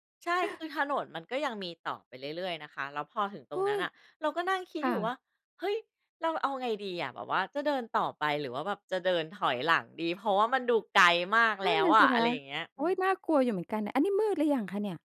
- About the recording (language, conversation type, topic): Thai, podcast, ตอนที่หลงทาง คุณรู้สึกกลัวหรือสนุกมากกว่ากัน เพราะอะไร?
- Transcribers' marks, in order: none